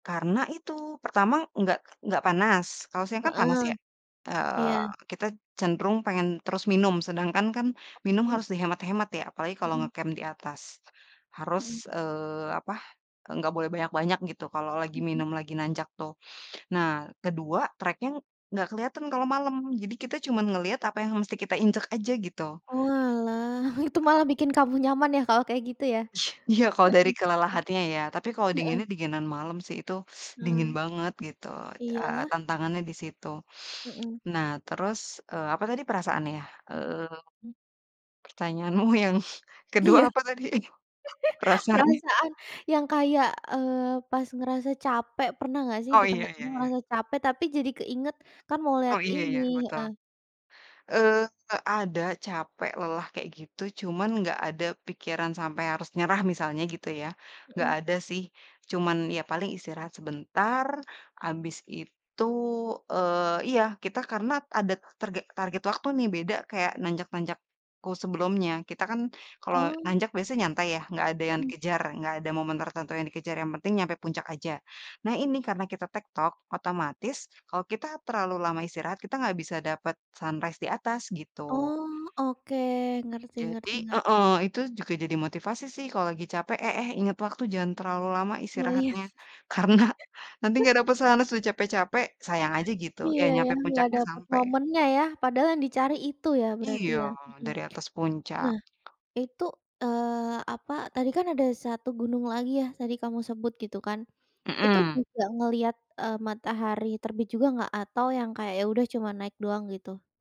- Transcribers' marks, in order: chuckle; other background noise; other noise; teeth sucking; laughing while speaking: "pertanyaanmu yang kedua apa tadi perasaannya?"; giggle; tapping; "karena" said as "karnat"; in English: "sunrise"; laughing while speaking: "karena"; chuckle; in English: "sunrise"
- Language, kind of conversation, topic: Indonesian, podcast, Apa matahari terbit atau matahari terbenam terbaik yang pernah kamu lihat?